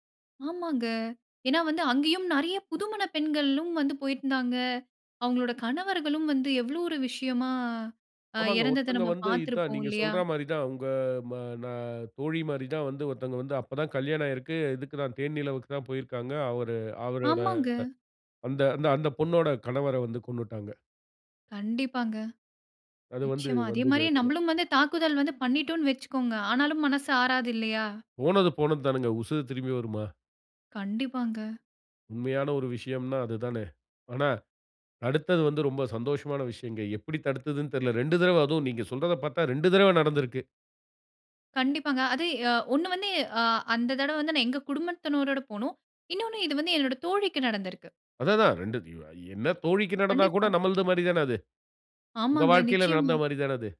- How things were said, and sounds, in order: "தடவ" said as "தறவ"; "குடும்பத்தினரோடு" said as "குடும்பத்தனரரொடு"
- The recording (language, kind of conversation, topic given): Tamil, podcast, ஒரு பயணம் போக முடியாமல் போனதால் உங்கள் வாழ்க்கையில் ஏதேனும் நல்லது நடந்ததுண்டா?